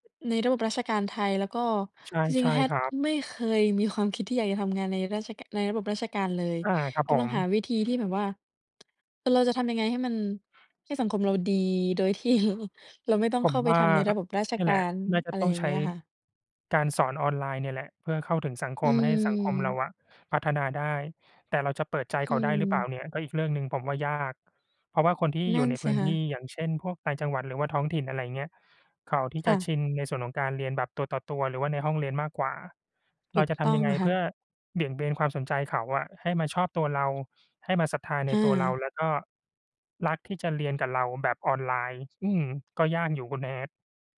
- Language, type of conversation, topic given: Thai, unstructured, คุณอยากทำอะไรให้สำเร็จที่สุดในชีวิต?
- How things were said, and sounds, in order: tsk; other background noise; laughing while speaking: "ที่ ล"